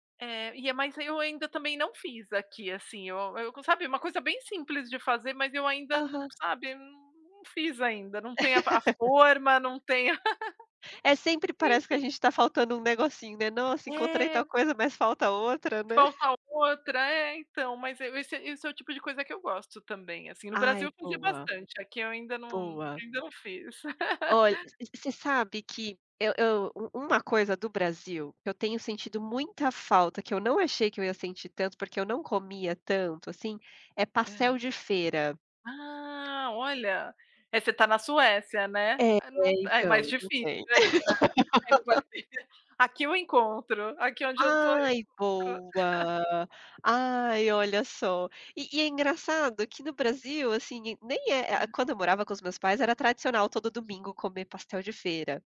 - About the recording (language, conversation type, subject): Portuguese, unstructured, Qual prato você considera um verdadeiro abraço em forma de comida?
- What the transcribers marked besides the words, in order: laugh; tapping; laugh; chuckle; laugh; laugh; unintelligible speech; chuckle; other background noise